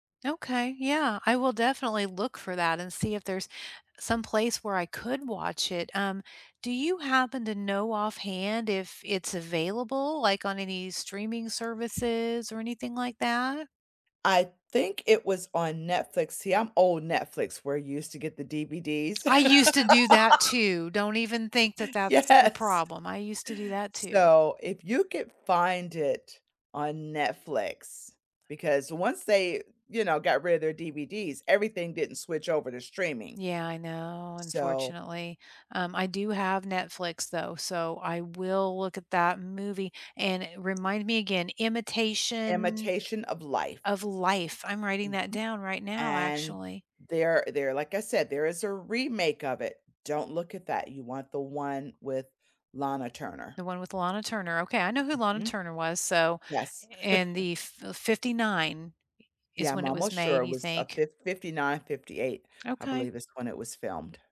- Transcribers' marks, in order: tapping; laugh; laughing while speaking: "Yes"; other background noise; chuckle
- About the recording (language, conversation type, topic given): English, unstructured, What comfort movies do you rewatch when you need a lift?
- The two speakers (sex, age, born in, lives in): female, 50-54, United States, United States; female, 65-69, United States, United States